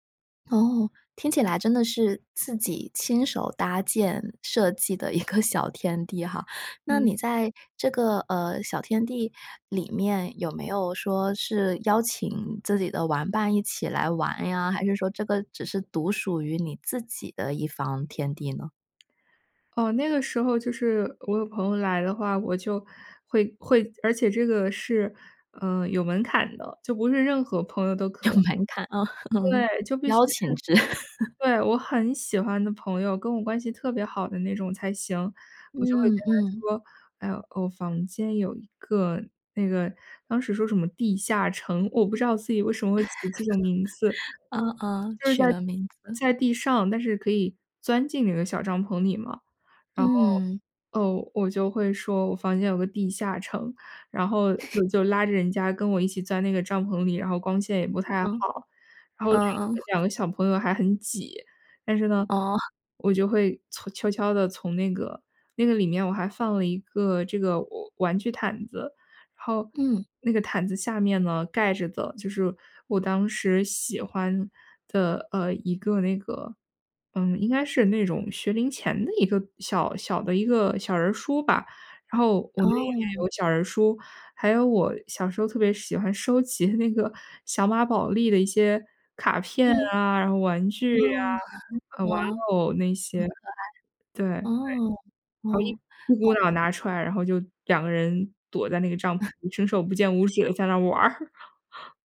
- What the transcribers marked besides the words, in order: other background noise; chuckle; chuckle; chuckle; chuckle; chuckle; chuckle
- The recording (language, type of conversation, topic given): Chinese, podcast, 你童年时有没有一个可以分享的秘密基地？